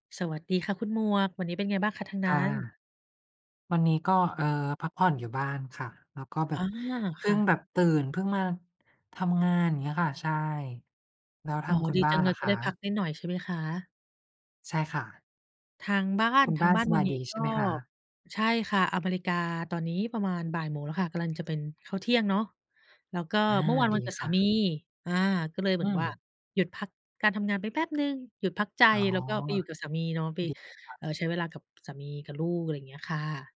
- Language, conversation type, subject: Thai, unstructured, คุณเคยรู้สึกท้อแท้กับงานไหม และจัดการกับความรู้สึกนั้นอย่างไร?
- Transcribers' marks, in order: none